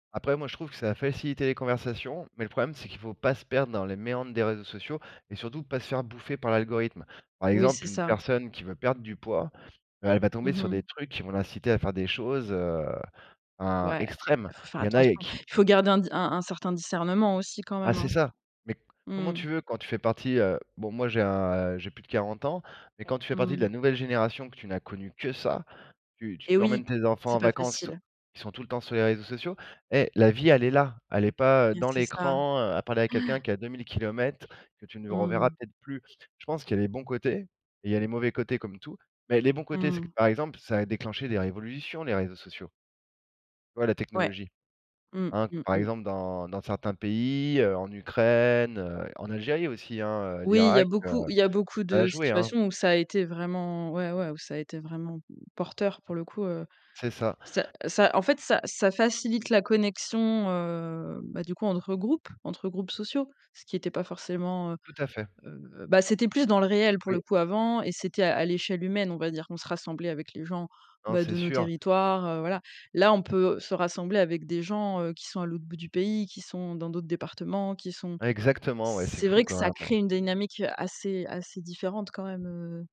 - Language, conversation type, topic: French, unstructured, Comment la technologie change-t-elle nos relations sociales aujourd’hui ?
- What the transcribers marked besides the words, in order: stressed: "que"; in English: "Yes"